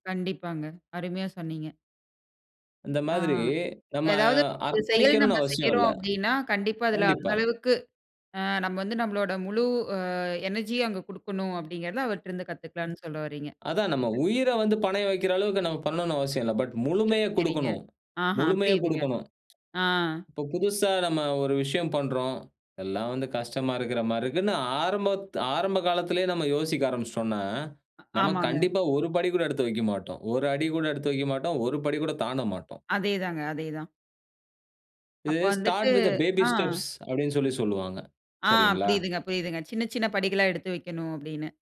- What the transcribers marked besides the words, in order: in English: "எனர்ஜியும்"; other noise; in English: "ஸ்டார்ட் வித் த பேபி ஸ்டெப்ஸ்"
- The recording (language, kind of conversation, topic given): Tamil, podcast, உங்களுக்குப் பிடித்த ஒரு கலைஞர் உங்களை எப்படித் தூண்டுகிறார்?